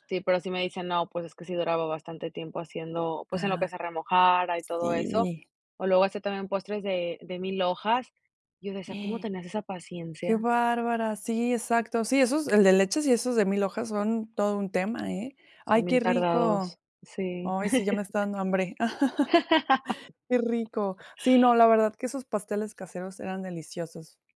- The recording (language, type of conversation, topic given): Spanish, podcast, ¿Qué comidas recuerdas de las fiestas de tu infancia?
- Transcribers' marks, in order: inhale; chuckle; laugh; other background noise